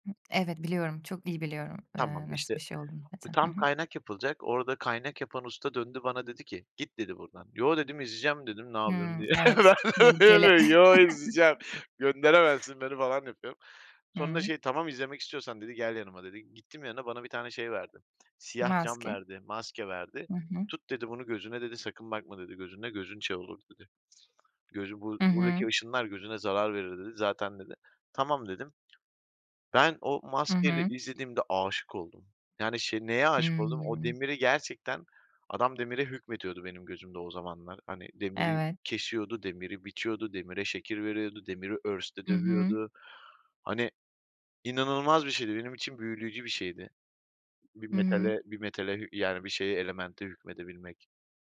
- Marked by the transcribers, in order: unintelligible speech; chuckle; other background noise
- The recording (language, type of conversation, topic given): Turkish, podcast, Aileden bağımsızlık beklentilerini sence nasıl dengelemek gerekir?